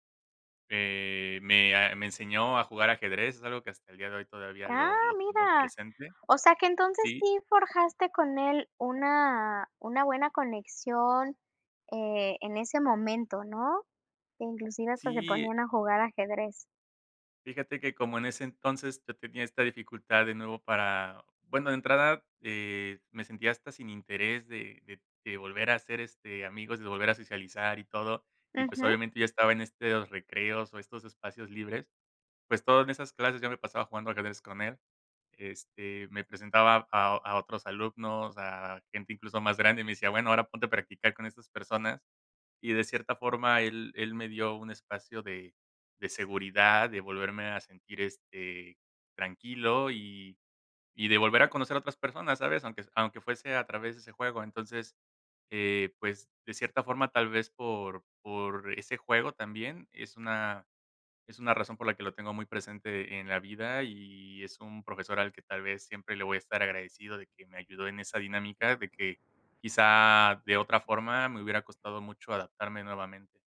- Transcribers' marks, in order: tapping; other background noise
- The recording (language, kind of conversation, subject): Spanish, podcast, ¿Qué profesor influyó más en ti y por qué?